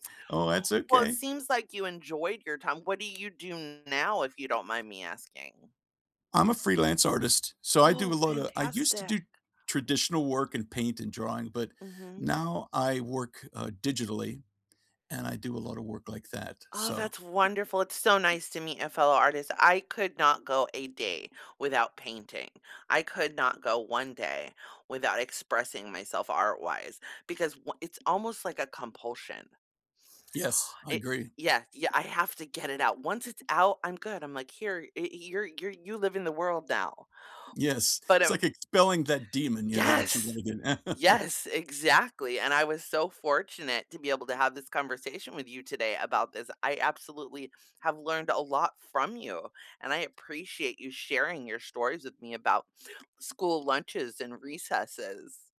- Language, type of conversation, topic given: English, unstructured, What did school lunches and recess teach you about life and friendship?
- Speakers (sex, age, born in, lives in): female, 50-54, United States, United States; male, 50-54, United States, United States
- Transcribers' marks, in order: tapping; other background noise; chuckle